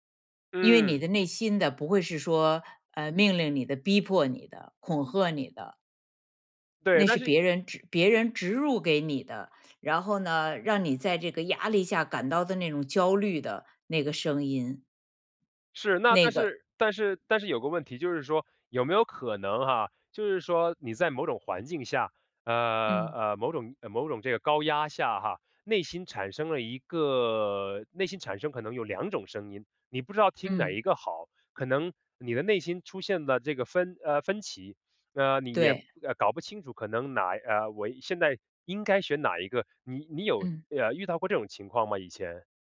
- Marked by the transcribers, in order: none
- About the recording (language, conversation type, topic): Chinese, podcast, 你如何辨别内心的真实声音？